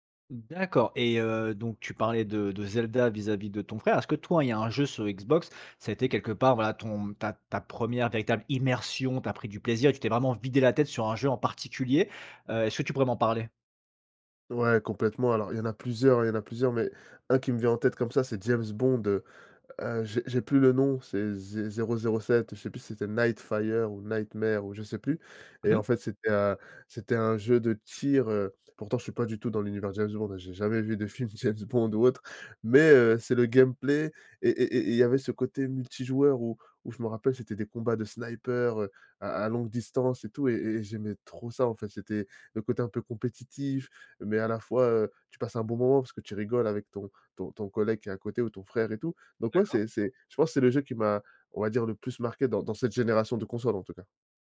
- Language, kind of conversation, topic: French, podcast, Quel est un hobby qui t’aide à vider la tête ?
- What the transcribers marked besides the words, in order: tapping; in English: "gameplay"